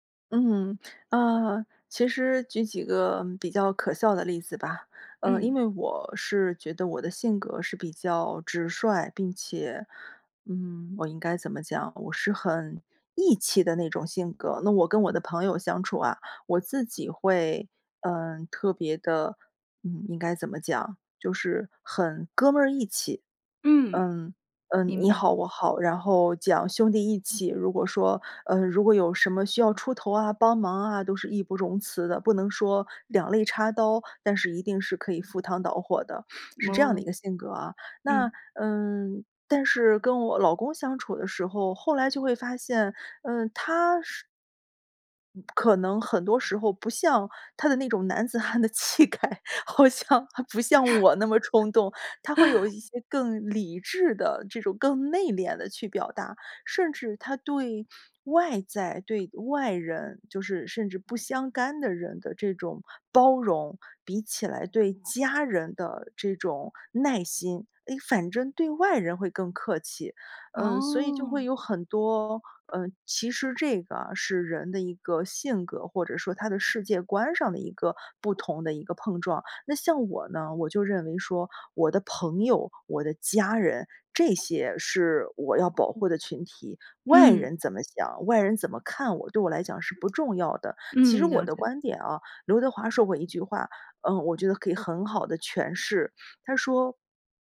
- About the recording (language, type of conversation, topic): Chinese, podcast, 维持夫妻感情最关键的因素是什么？
- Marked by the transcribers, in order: other background noise; laughing while speaking: "气概，好像还不像我那么冲动"; laugh